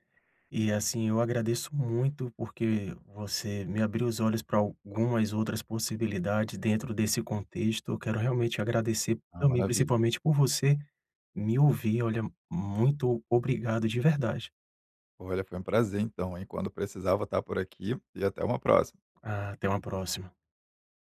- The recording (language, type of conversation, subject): Portuguese, advice, Como posso encontrar propósito ao ajudar minha comunidade por meio do voluntariado?
- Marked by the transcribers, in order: none